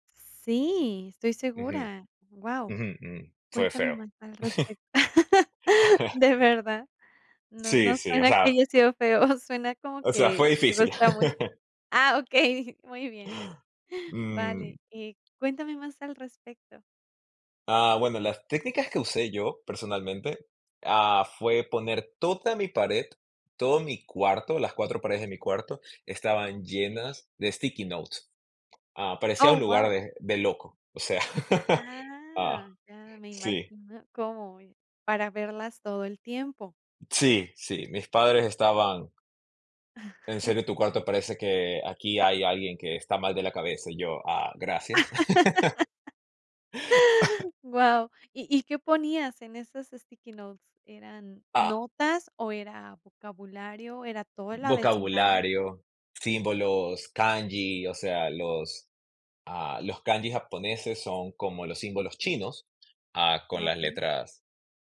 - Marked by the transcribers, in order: chuckle; chuckle; chuckle; laughing while speaking: "ah, okey"; in English: "sticky notes"; tapping; chuckle; chuckle; laugh; chuckle; cough; in English: "sticky notes?"
- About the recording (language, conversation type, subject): Spanish, podcast, ¿Qué técnicas de estudio te han funcionado mejor y por qué?
- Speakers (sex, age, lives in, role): female, 40-44, Mexico, host; male, 25-29, United States, guest